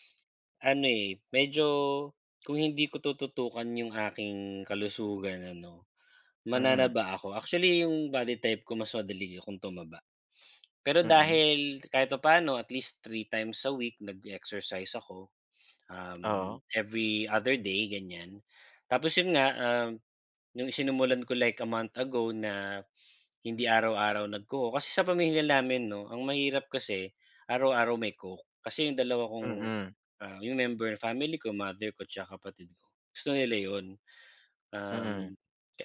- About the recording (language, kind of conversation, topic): Filipino, unstructured, Ano ang masasabi mo sa mga taong nagdidiyeta pero hindi tumitigil sa pagkain ng mga pagkaing walang gaanong sustansiya?
- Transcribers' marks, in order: in English: "Actually"; in English: "body type"; in English: "at least 3 times a week"; in English: "every other day"; in English: "like a month ago"